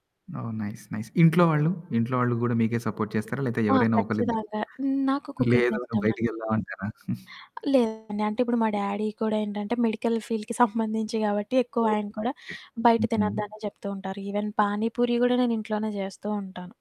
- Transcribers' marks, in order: in English: "నైస్. నైస్"; in English: "సపోర్ట్"; distorted speech; giggle; other background noise; in English: "డ్యాడీ"; in English: "మెడికల్ ఫీల్డ్‌కి"; in English: "ఈవెన్"
- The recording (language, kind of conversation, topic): Telugu, podcast, సీజన్లు మారుతున్నప్పుడు మన ఆహార అలవాట్లు ఎలా మారుతాయి?